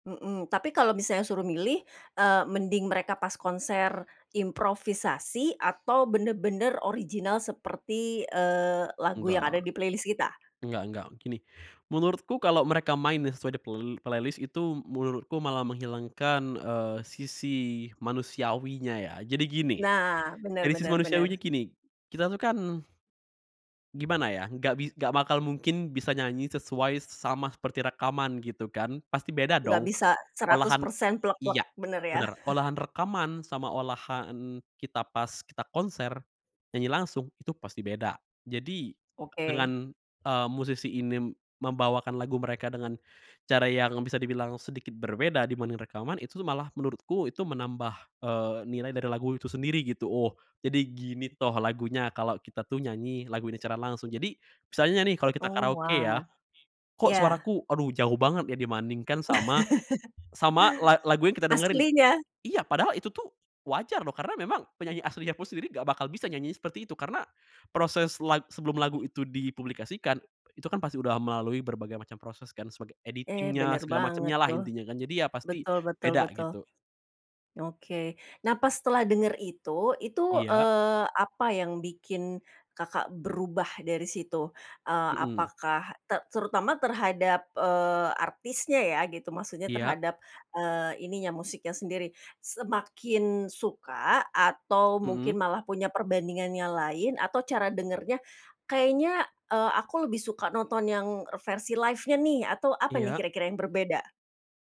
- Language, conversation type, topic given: Indonesian, podcast, Pengalaman konser apa yang pernah mengubah cara pandangmu tentang musik?
- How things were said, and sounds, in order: in English: "playlist"; other background noise; in English: "playlist"; laugh; background speech; laugh; in English: "editing-nya"; in English: "live"